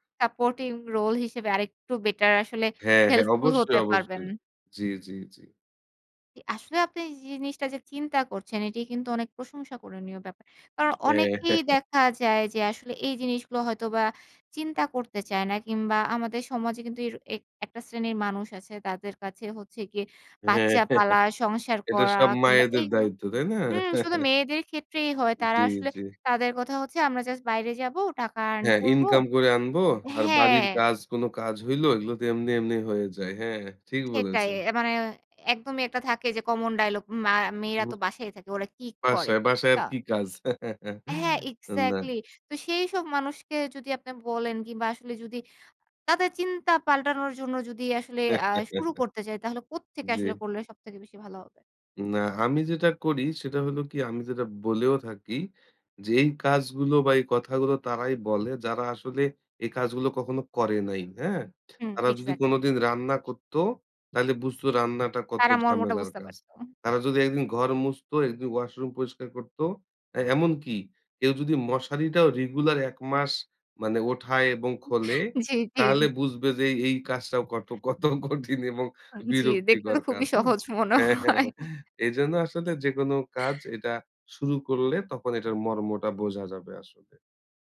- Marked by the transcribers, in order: in English: "supporting role"; in English: "হেল্পফুল"; "প্রশংসনীয়" said as "প্রশংসা-করণীয়"; tapping; chuckle; scoff; chuckle; chuckle; laugh; laughing while speaking: "জি, জি"; laughing while speaking: "কত, কত কঠিন এবং বিরক্তিকর কাজ হ্যাঁ? হ্যাঁ, হ্যাঁ, হ্যাঁ এজন্য আসলে"; laughing while speaking: "আন জ্বি, দেখতে তো খুবই সহজ মনে হয়"
- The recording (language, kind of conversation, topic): Bengali, podcast, সম্পর্কের জন্য আপনি কতটা ত্যাগ করতে প্রস্তুত?